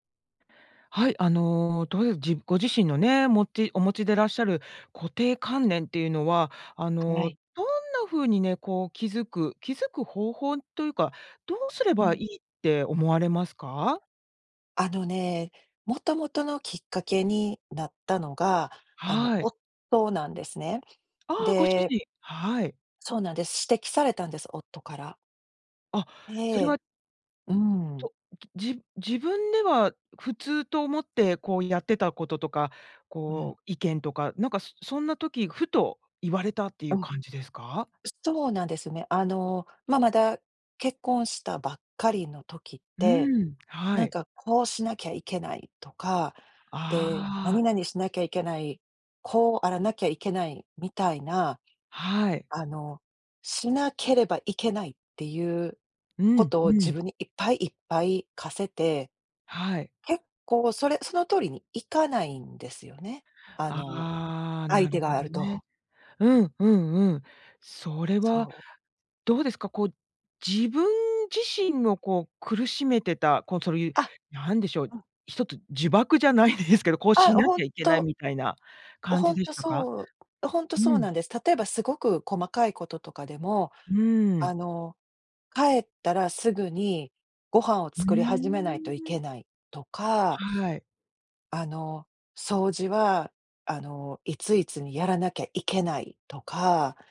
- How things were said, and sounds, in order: sniff; laughing while speaking: "じゃないですけど"; sniff
- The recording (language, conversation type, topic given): Japanese, podcast, 自分の固定観念に気づくにはどうすればいい？